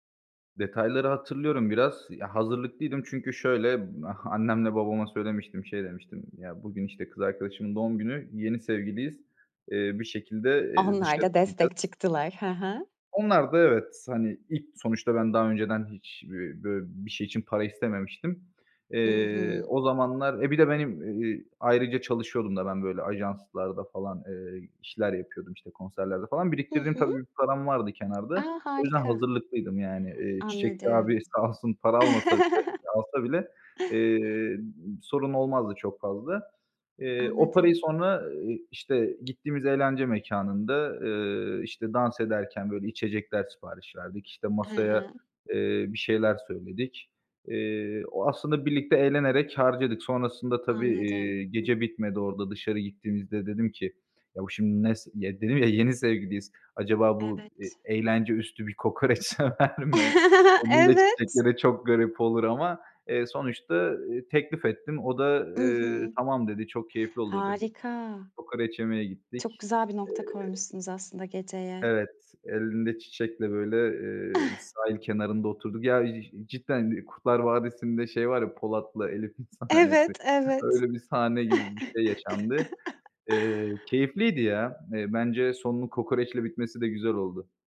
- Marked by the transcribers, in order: other background noise; tapping; laugh; laughing while speaking: "sağ olsun"; laugh; laughing while speaking: "kokoreç sever mi?"; laughing while speaking: "Evet!"; chuckle; laughing while speaking: "Elif'in sahnesi"; chuckle
- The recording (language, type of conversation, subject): Turkish, podcast, İlk âşık olduğun zamanı hatırlatan bir şarkı var mı?
- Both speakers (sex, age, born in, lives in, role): female, 35-39, Turkey, Greece, host; male, 25-29, Turkey, Bulgaria, guest